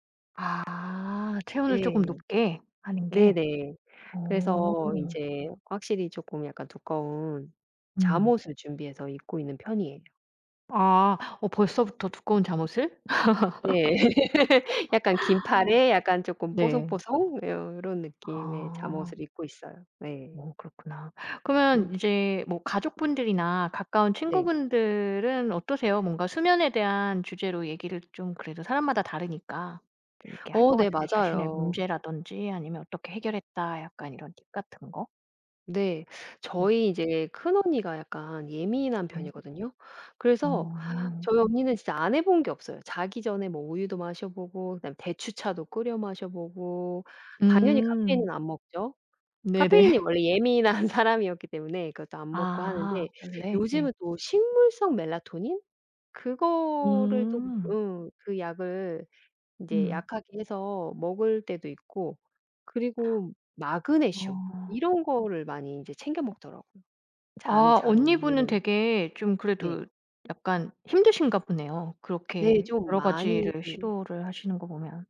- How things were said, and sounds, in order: other background noise; laugh; laugh; laughing while speaking: "네네"; laughing while speaking: "예민한"; tapping
- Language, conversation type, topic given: Korean, podcast, 편하게 잠들려면 보통 무엇을 신경 쓰시나요?
- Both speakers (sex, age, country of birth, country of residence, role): female, 45-49, South Korea, France, host; female, 45-49, South Korea, United States, guest